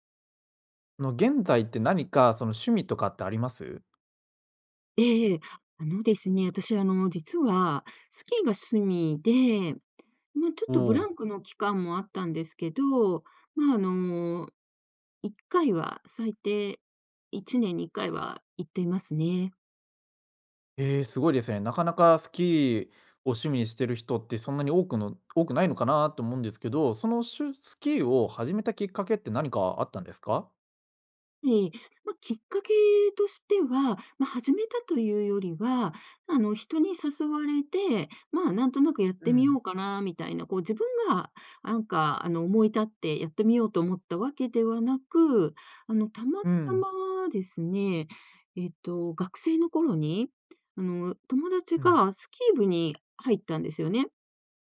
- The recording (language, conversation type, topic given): Japanese, podcast, その趣味を始めたきっかけは何ですか？
- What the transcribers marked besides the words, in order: none